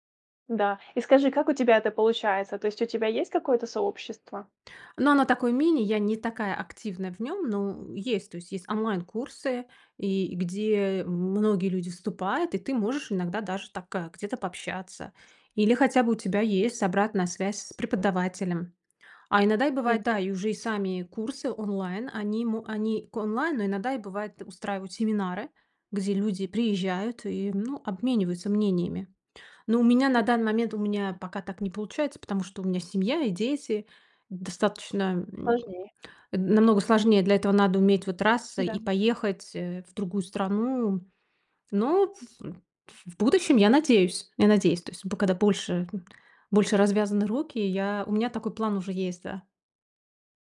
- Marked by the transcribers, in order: other noise
- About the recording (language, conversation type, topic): Russian, podcast, Что помогает тебе не бросать новое занятие через неделю?